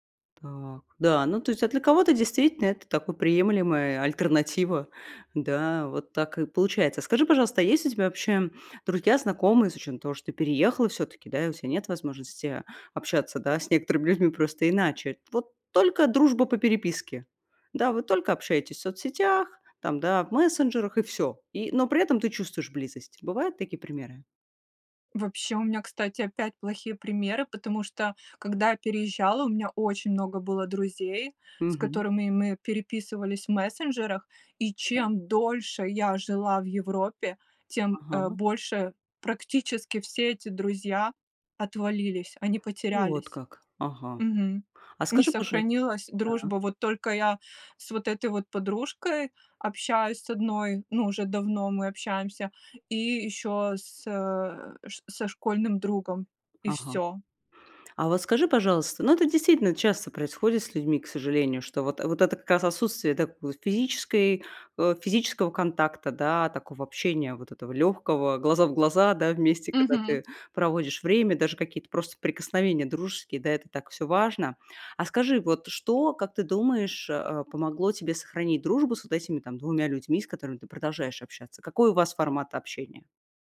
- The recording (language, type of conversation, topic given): Russian, podcast, Как смартфоны меняют наши личные отношения в повседневной жизни?
- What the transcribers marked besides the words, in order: stressed: "дольше"; other background noise